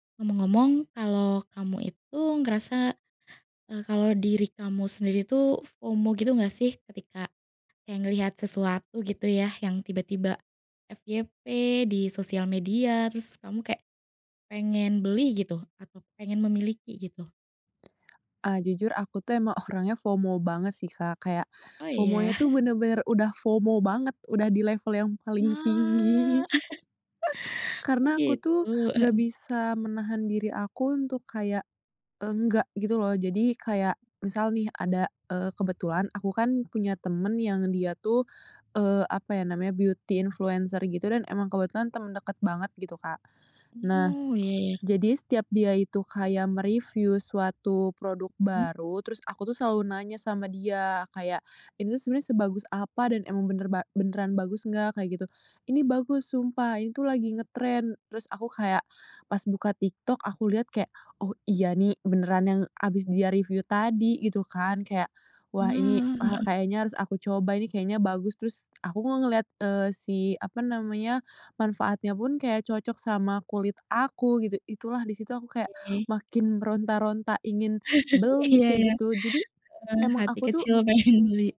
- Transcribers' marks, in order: in English: "FOMO"; laughing while speaking: "orangnya"; in English: "FOMO"; chuckle; in English: "FOMO-nya"; in English: "FOMO"; drawn out: "Wah"; chuckle; laughing while speaking: "tinggi"; laugh; stressed: "enggak"; in English: "beauty"; other background noise; laugh; laughing while speaking: "pengen"
- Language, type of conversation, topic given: Indonesian, podcast, Bagaimana kamu menghadapi rasa takut ketinggalan saat terus melihat pembaruan dari orang lain?